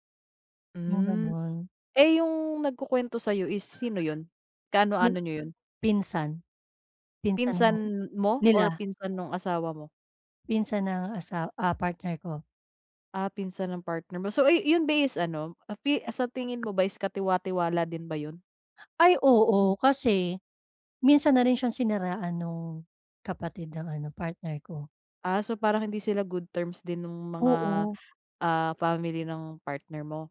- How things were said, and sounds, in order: other background noise; tapping
- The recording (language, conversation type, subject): Filipino, advice, Paano ako makikipag-usap nang mahinahon at magalang kapag may negatibong puna?